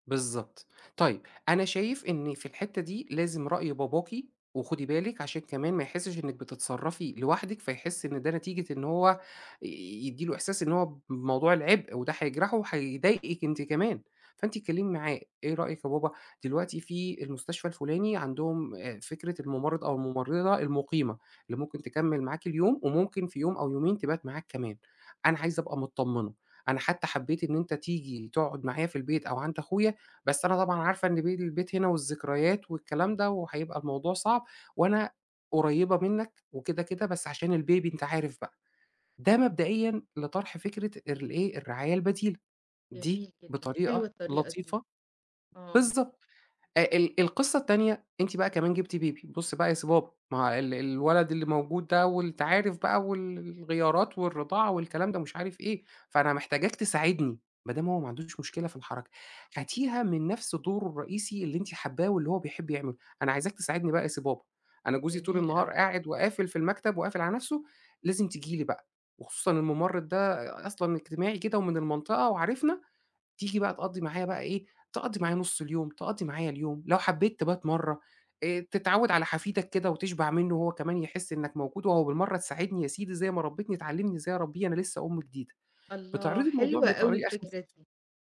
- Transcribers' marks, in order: tapping; in English: "الbaby"; in English: "baby"
- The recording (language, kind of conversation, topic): Arabic, advice, إزاي أقرر أراعي أبويا الكبير في السن في البيت ولا أدوّر له على رعاية تانية؟